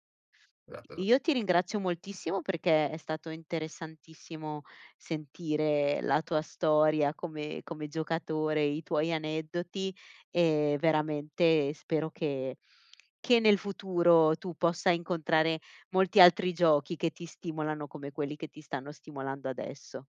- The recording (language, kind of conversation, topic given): Italian, podcast, Quale gioco d'infanzia ricordi con più affetto e perché?
- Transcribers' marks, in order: none